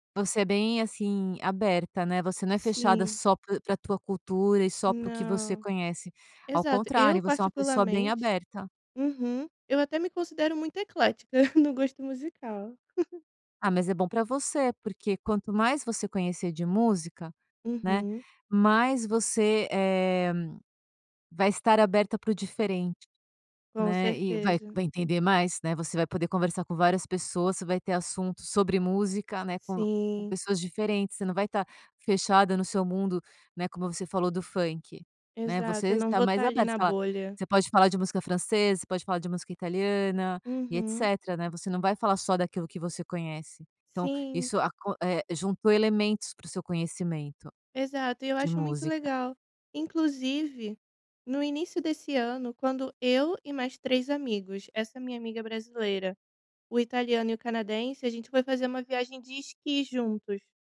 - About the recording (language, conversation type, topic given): Portuguese, podcast, O que torna uma playlist colaborativa memorável para você?
- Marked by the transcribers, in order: chuckle